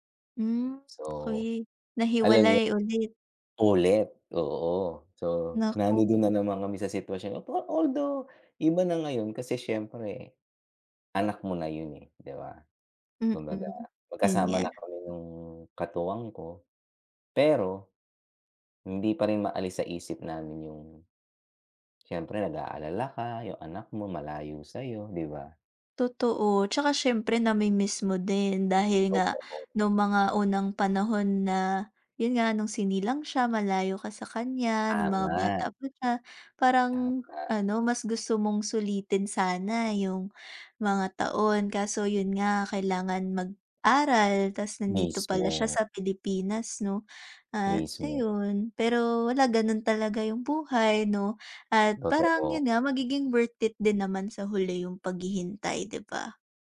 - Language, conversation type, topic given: Filipino, unstructured, Ano ang pinakamahirap na desisyong nagawa mo sa buhay mo?
- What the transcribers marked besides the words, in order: tapping; other background noise